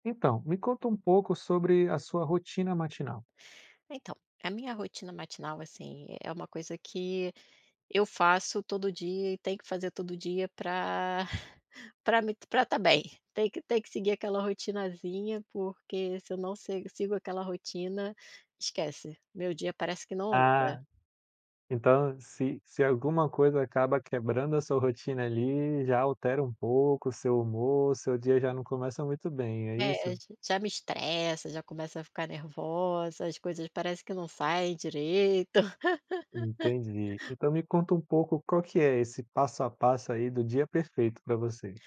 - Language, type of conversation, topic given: Portuguese, podcast, Como é a sua rotina matinal?
- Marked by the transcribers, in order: chuckle; laugh; other noise